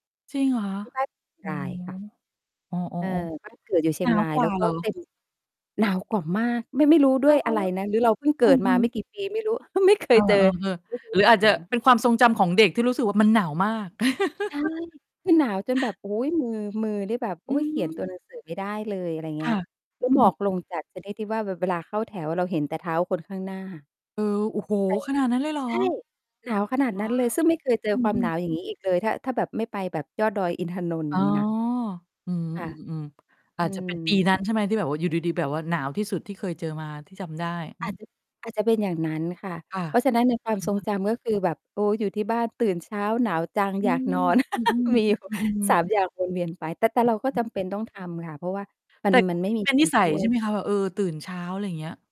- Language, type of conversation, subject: Thai, podcast, ใครในครอบครัวของคุณมีอิทธิพลต่อคุณมากที่สุด และมีอิทธิพลต่อคุณอย่างไร?
- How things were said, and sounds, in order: distorted speech; other background noise; mechanical hum; chuckle; tapping; laugh; laughing while speaking: "มีอยู่"